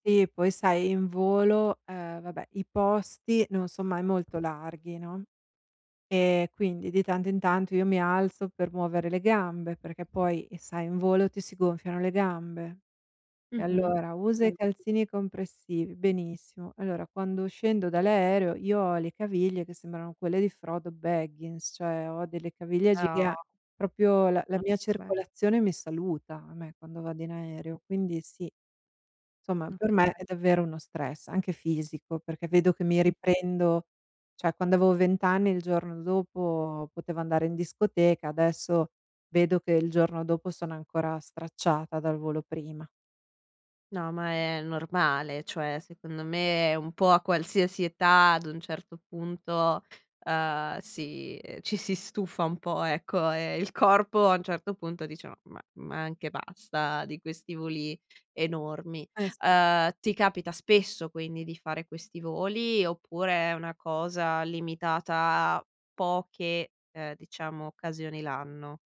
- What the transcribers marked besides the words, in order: other background noise; unintelligible speech; unintelligible speech; "avevo" said as "avoo"
- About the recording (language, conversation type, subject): Italian, advice, Come posso gestire lo stress e l’ansia quando viaggio o sono in vacanza?
- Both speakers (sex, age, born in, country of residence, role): female, 25-29, Italy, Italy, advisor; female, 45-49, Italy, United States, user